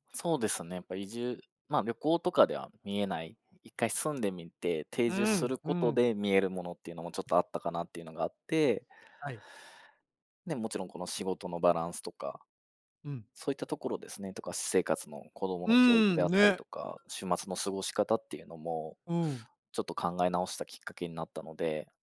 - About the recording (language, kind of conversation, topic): Japanese, podcast, 仕事と私生活のバランスは、どのように保っていますか？
- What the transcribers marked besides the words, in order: none